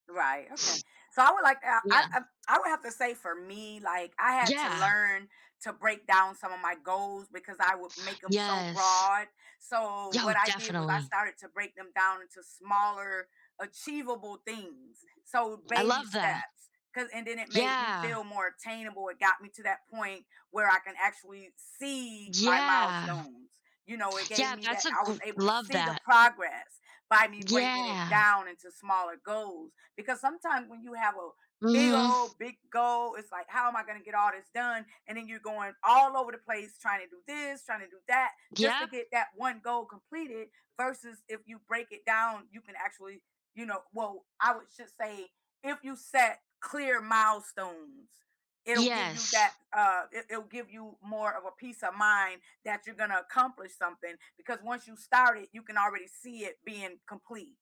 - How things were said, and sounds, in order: other background noise; drawn out: "Yeah"; tapping
- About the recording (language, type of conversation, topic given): English, unstructured, What strategies help you stay motivated when working toward your goals?
- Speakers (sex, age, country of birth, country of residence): female, 30-34, United States, United States; female, 55-59, United States, United States